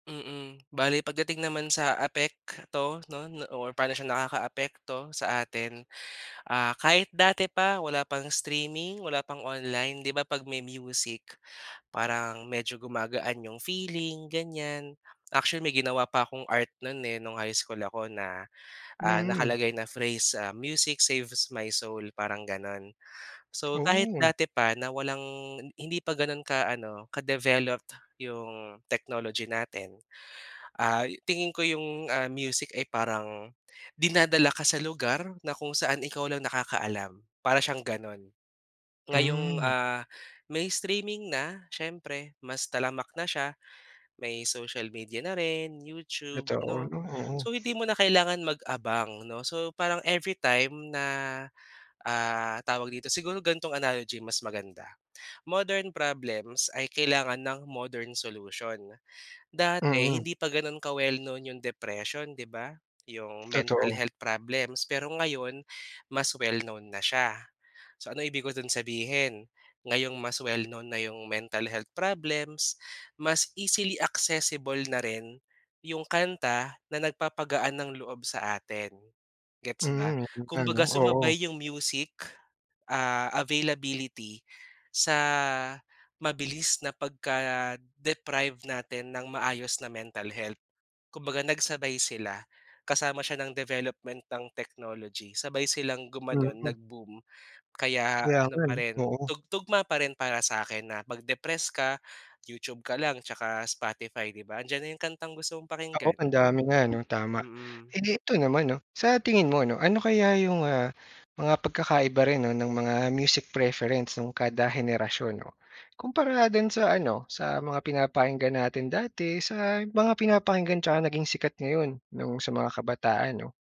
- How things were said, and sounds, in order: in English: "Music saves my soul"; other background noise; in English: "modern solution"; in English: "mental health problems"; in English: "mentall health problems"; in English: "easily accessible"; in English: "music preference"
- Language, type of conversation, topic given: Filipino, podcast, Mas gusto mo ba ang mga kantang nasa sariling wika o mga kantang banyaga?